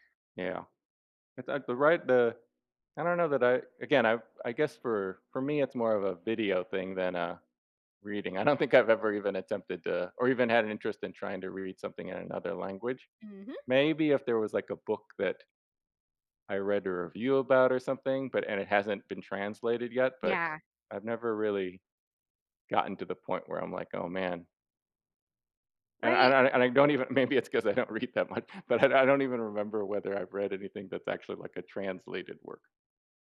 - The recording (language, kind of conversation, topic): English, unstructured, What would you do if you could speak every language fluently?
- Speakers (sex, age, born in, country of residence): female, 35-39, United States, United States; male, 55-59, United States, United States
- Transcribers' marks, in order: laughing while speaking: "I don't think I've"; laughing while speaking: "maybe it's 'cause I don't read that much, but I I don't"